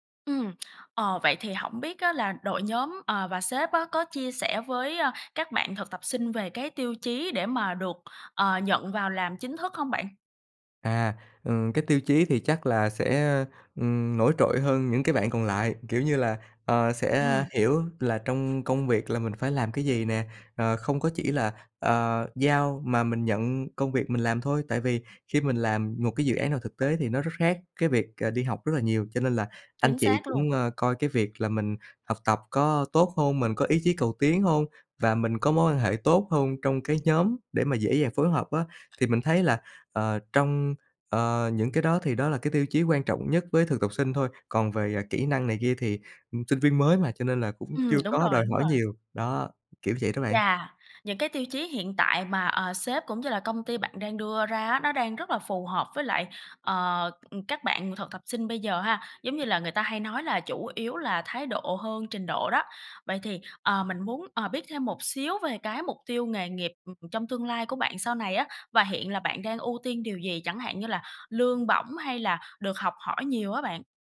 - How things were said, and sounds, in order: tsk; tapping; other background noise
- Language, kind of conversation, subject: Vietnamese, advice, Bạn nên làm gì để cạnh tranh giành cơ hội thăng chức với đồng nghiệp một cách chuyên nghiệp?